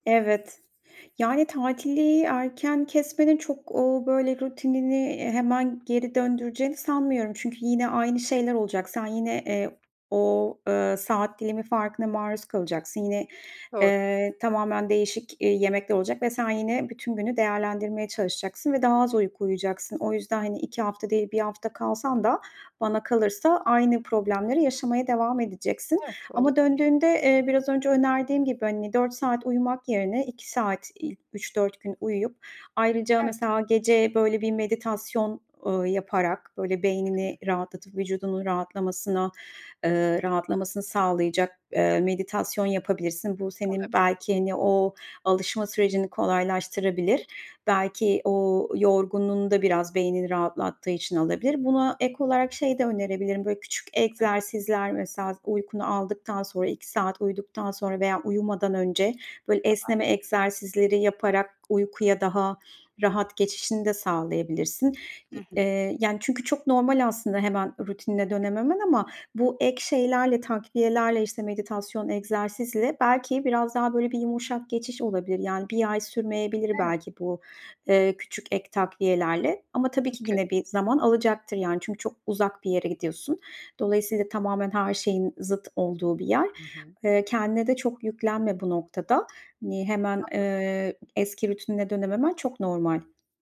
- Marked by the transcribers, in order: other background noise
- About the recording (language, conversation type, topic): Turkish, advice, Tatillerde veya seyahatlerde rutinlerini korumakta neden zorlanıyorsun?